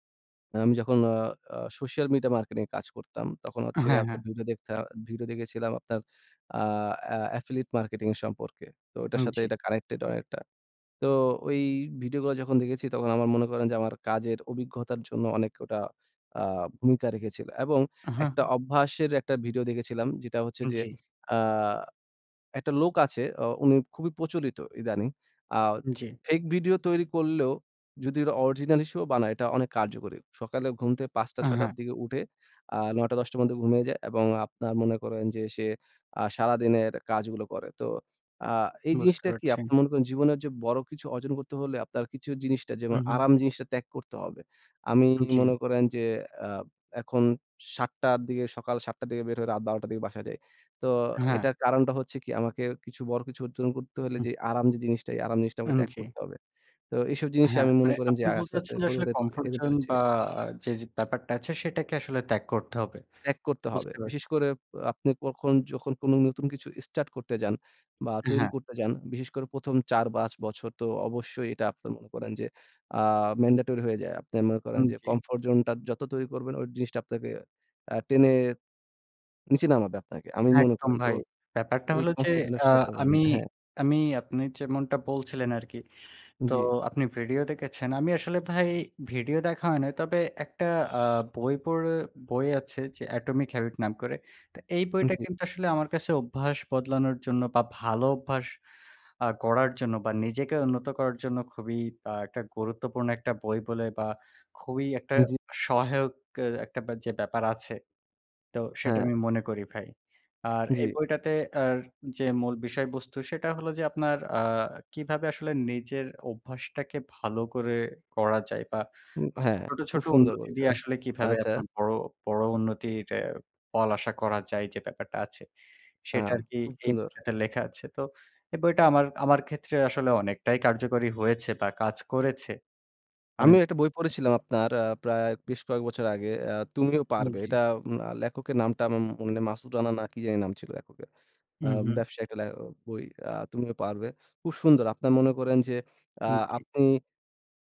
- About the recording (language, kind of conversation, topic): Bengali, unstructured, নিজেকে উন্নত করতে কোন কোন অভ্যাস তোমাকে সাহায্য করে?
- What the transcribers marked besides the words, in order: in English: "social media marketing"; tapping; in English: "affiliate marketing"; "অর্জন" said as "অজ্জন"; unintelligible speech; in English: "comfort zone"; other background noise; "যে" said as "যেয"; "স্টার্ট" said as "এস্টাট"; in English: "mandatory"; in English: "comfort zone"; unintelligible speech; horn; "অভ্যাসটাকে" said as "ওভ্যাসটাকে"; "নেই" said as "নে"